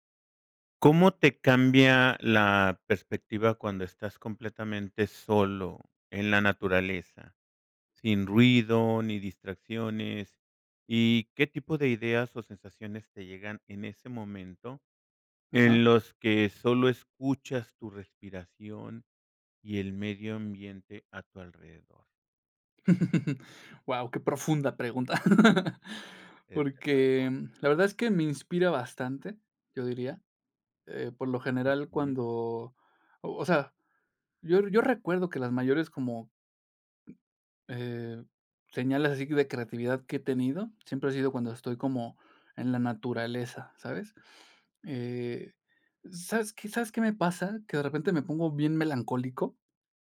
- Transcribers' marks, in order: other background noise; tapping; laugh; laugh; other noise
- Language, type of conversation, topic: Spanish, podcast, ¿De qué manera la soledad en la naturaleza te inspira?